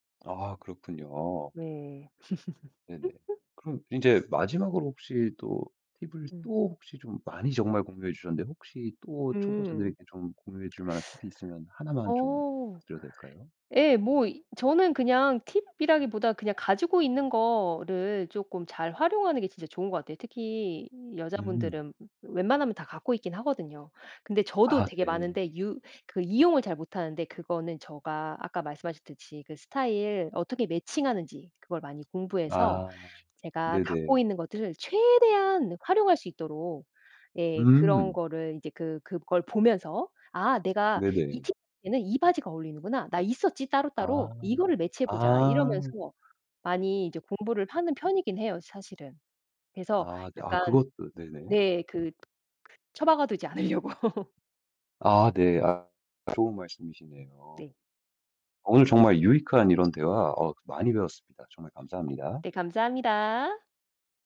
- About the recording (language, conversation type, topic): Korean, podcast, 스타일 영감은 보통 어디서 얻나요?
- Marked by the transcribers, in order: laugh; teeth sucking; tapping; "제가" said as "저가"; laughing while speaking: "않으려고"; other background noise